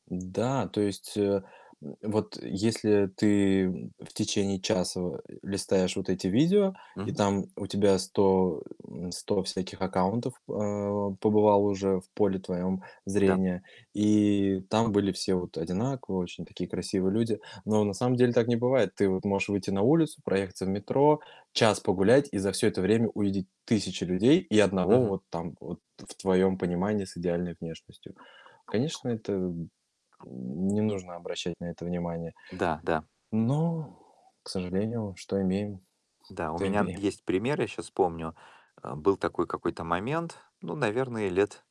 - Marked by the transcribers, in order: static; tapping; other background noise; other noise
- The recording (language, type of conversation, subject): Russian, unstructured, Как социальные сети влияют на то, как мы себя представляем?